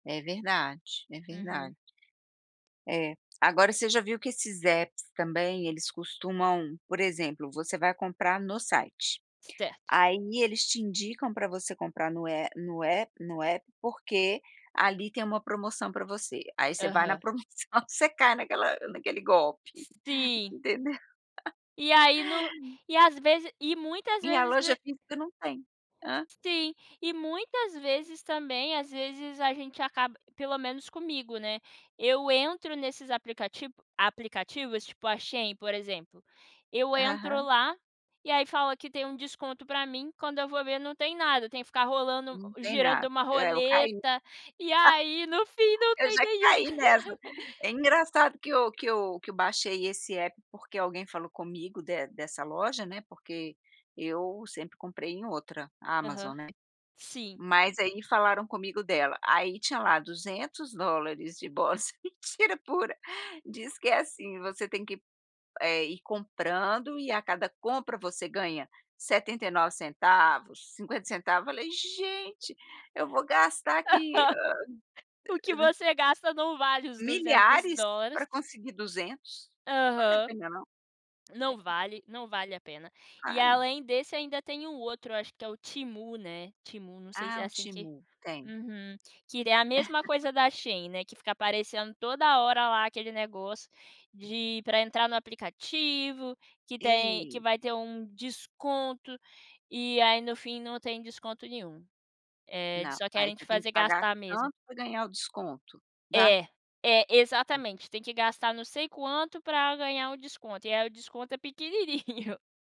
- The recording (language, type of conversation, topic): Portuguese, podcast, O que mudou na sua vida com os pagamentos pelo celular?
- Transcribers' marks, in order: laughing while speaking: "promoção"; chuckle; chuckle; chuckle; laughing while speaking: "Aham"; unintelligible speech; unintelligible speech; chuckle; laughing while speaking: "pequenininho"